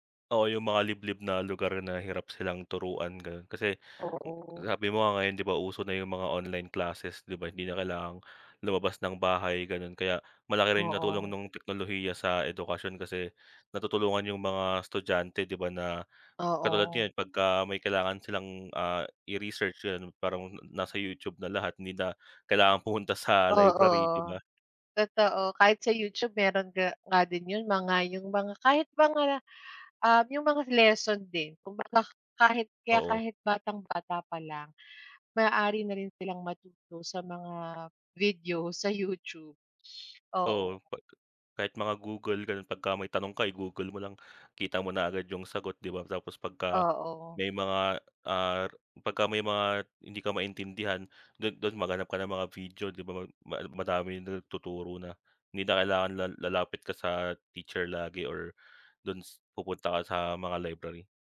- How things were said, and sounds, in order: tapping
- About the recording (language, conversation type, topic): Filipino, unstructured, Paano mo nakikita ang magiging kinabukasan ng teknolohiya sa Pilipinas?